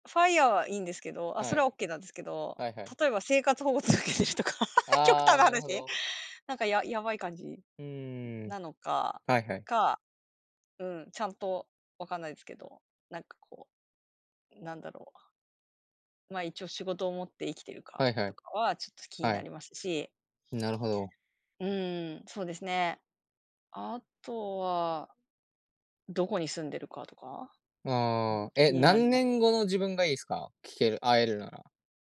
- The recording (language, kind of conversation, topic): Japanese, unstructured, 将来の自分に会えたら、何を聞きたいですか？
- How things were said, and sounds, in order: laughing while speaking: "生活保護続けてるとか"; laugh; other noise; other background noise